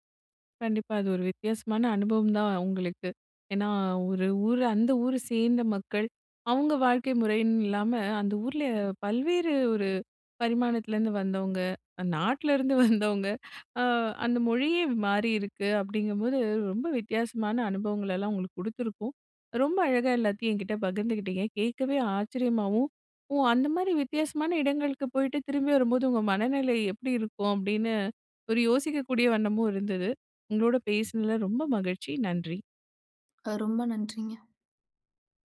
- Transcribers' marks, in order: laughing while speaking: "வந்தவங்க"
- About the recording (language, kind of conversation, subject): Tamil, podcast, சுற்றுலா இடம் அல்லாமல், மக்கள் வாழ்வை உணர்த்திய ஒரு ஊரைப் பற்றி நீங்கள் கூற முடியுமா?